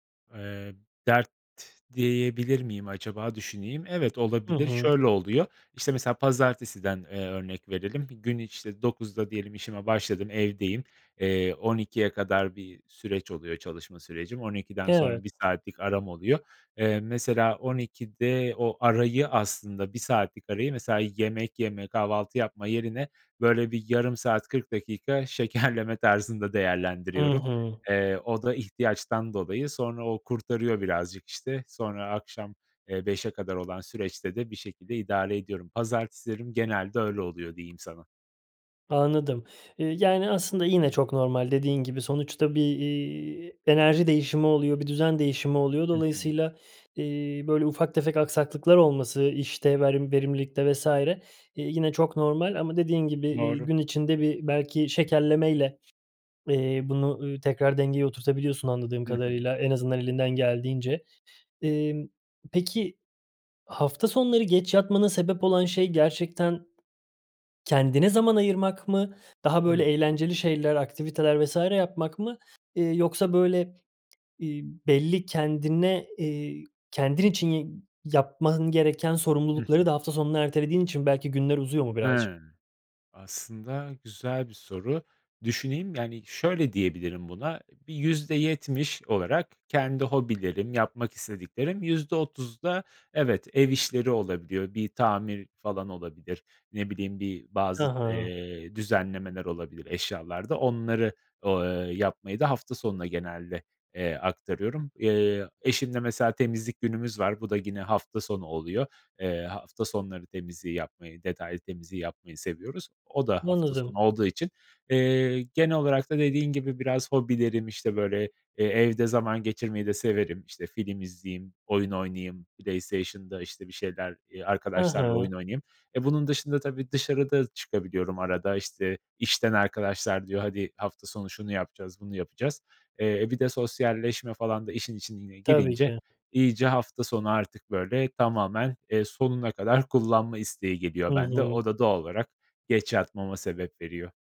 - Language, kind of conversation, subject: Turkish, advice, Hafta içi erken yatıp hafta sonu geç yatmamın uyku düzenimi bozması normal mi?
- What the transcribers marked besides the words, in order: other background noise